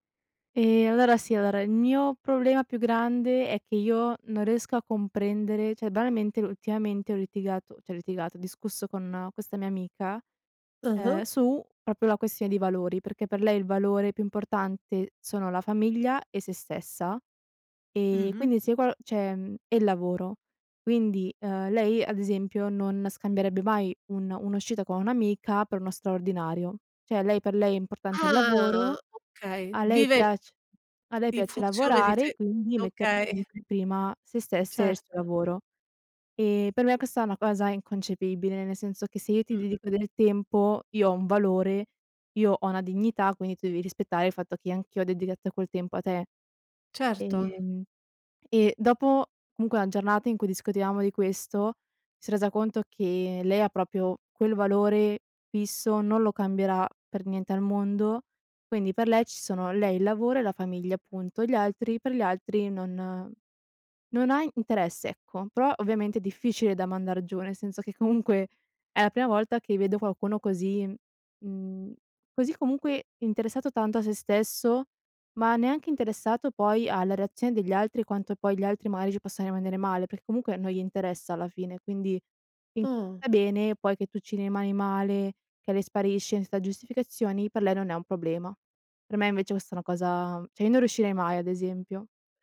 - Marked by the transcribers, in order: "cioè" said as "ceh"; "proprio" said as "propio"; "cioè" said as "ceh"; unintelligible speech; "dedicato" said as "dedigatto"; "proprio" said as "propio"; "però" said as "prò"; unintelligible speech; "senza" said as "ensa"
- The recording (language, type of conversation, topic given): Italian, podcast, Cosa fai quando i tuoi valori entrano in conflitto tra loro?